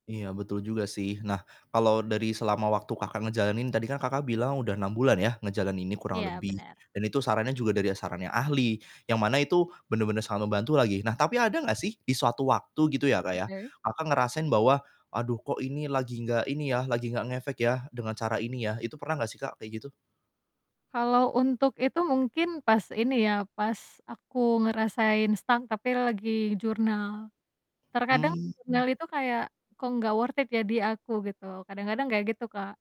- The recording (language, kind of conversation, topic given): Indonesian, podcast, Kebiasaan atau rutinitas apa yang paling membantu kreativitasmu tetap mengalir?
- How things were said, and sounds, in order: in English: "stuck"; distorted speech; in English: "worth it"